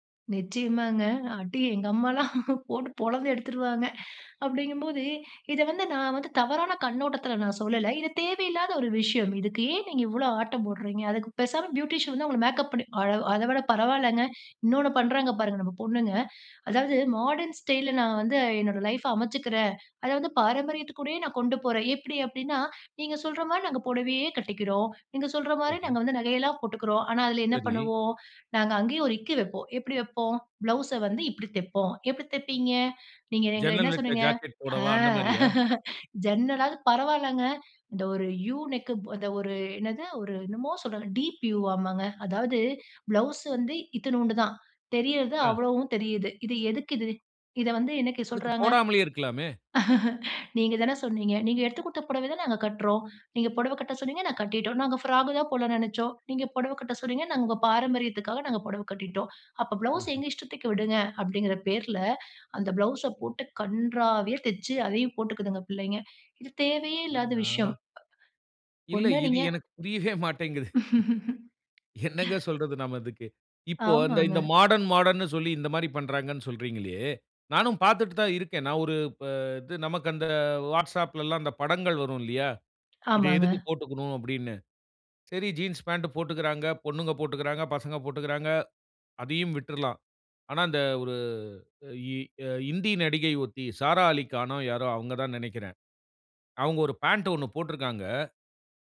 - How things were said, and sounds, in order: chuckle; other background noise; in English: "பியூட்டிஷியன்"; in English: "மாடர்ன் ஸ்டைல்ல"; put-on voice: "நீங்க சொல்ற மாரி நாங்க பொடவையே … வந்து நகையெல்லாம் போட்டுக்கிறோம்"; chuckle; in English: "டீப் யூ"; chuckle; "நாங்க" said as "நான்"; angry: "கன்றாவியா தச்சு அதையும் போட்டுக்கிதுங்க புள்ளைங்க"; laughing while speaking: "புரியவே மாட்டேங்குது. என்னங்க சொல்றது நாம இதுக்கு?"; laugh; in English: "மாடர்ன் மாடர்ன்"
- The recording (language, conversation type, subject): Tamil, podcast, மாடர்ன் ஸ்டைல் அம்சங்களை உங்கள் பாரம்பரியத்தோடு சேர்க்கும்போது அது எப்படிச் செயல்படுகிறது?